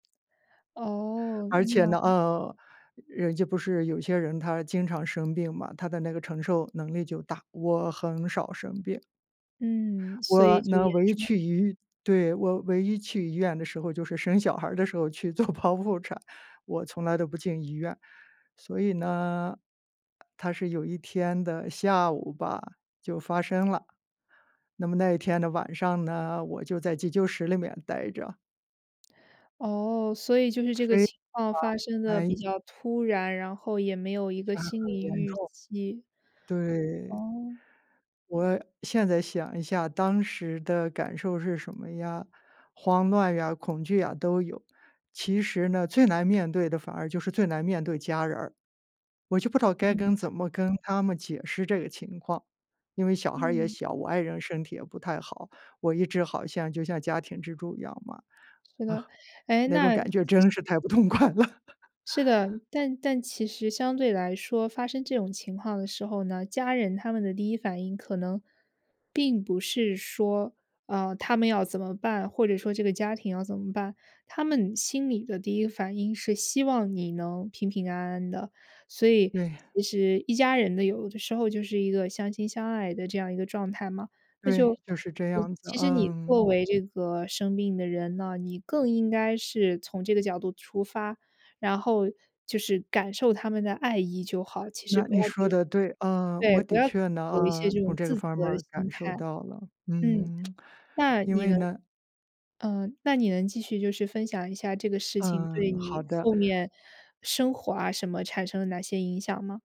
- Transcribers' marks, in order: other background noise; "医" said as "姨"; "医院" said as "姨院"; laughing while speaking: "做剖腹产"; "医院" said as "姨院"; laughing while speaking: "痛快了"; laugh; sad: "对"; lip smack
- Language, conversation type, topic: Chinese, advice, 生病或受伤后，重新恢复日常活动时我会遇到哪些困难？